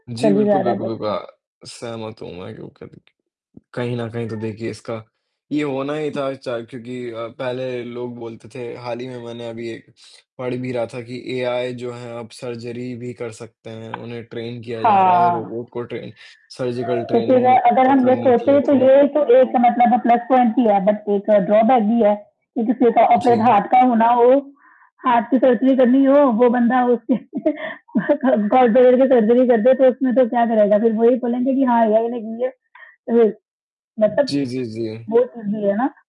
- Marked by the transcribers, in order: static; distorted speech; other noise; sniff; in English: "सर्जरी"; in English: "ट्रेन"; background speech; in English: "रोबोट"; in English: "ट्रेन सर्जिकल ट्रेनिंग"; in English: "प्लस पॉइंट"; in English: "बट"; in English: "ड्रॉबैक"; in English: "ऑपरेट हार्ट"; in English: "हार्ट"; in English: "सर्जरी"; chuckle; laughing while speaking: "व्यक्ति के"; chuckle; in English: "ग गॉलब्लैडर"; in English: "सर्जरी"
- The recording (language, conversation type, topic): Hindi, unstructured, क्या आपको डर लगता है कि कृत्रिम बुद्धिमत्ता हमारे फैसले ले सकती है?
- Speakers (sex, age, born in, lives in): female, 25-29, India, India; male, 20-24, India, Finland